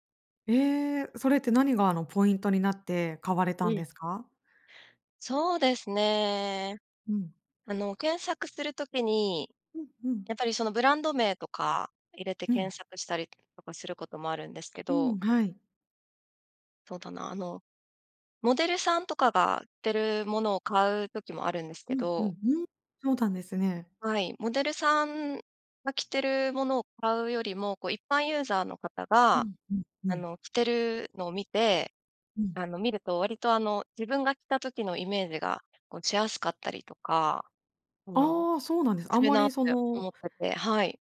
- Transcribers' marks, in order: none
- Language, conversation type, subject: Japanese, podcast, SNSは服選びに影響してる？